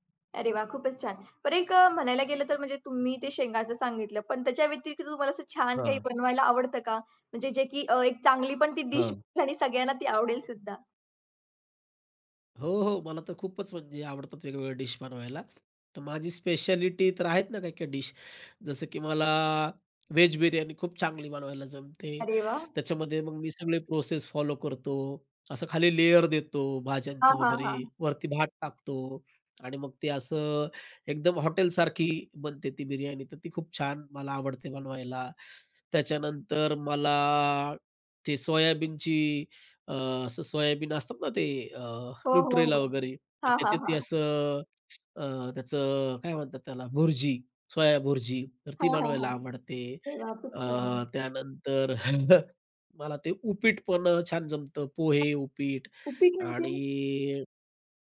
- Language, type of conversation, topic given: Marathi, podcast, मोकळ्या वेळेत तुला काय बनवायला आवडतं?
- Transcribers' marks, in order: tapping; joyful: "अरे वाह!"; in English: "लेयर"; in English: "न्यूट्रेला"; chuckle; other background noise